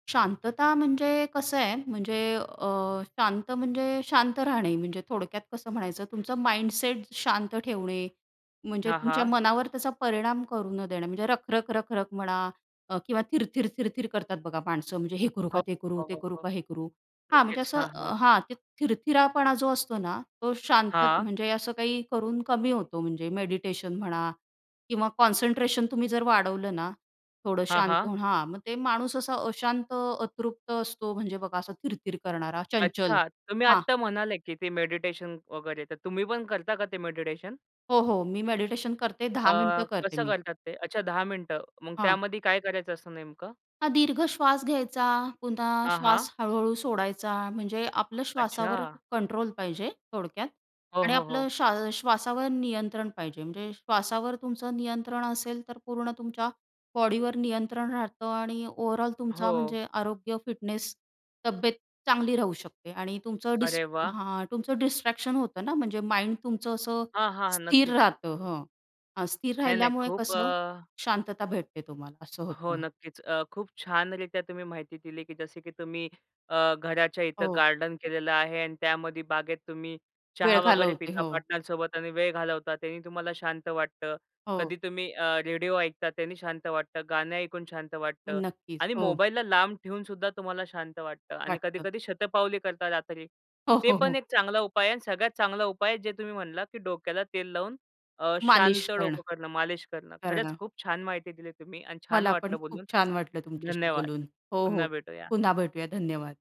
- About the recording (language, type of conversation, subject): Marathi, podcast, रोजच्या कामांनंतर तुम्ही स्वतःला शांत कसे करता?
- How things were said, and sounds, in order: other background noise; in English: "माइंडसेट"; tapping; in English: "कॉन्सन्ट्रेशन"; in English: "ओव्हरऑल"; in English: "डिस्ट्रॅक्शन"; in English: "माइंड"; laughing while speaking: "हो, हो, हो"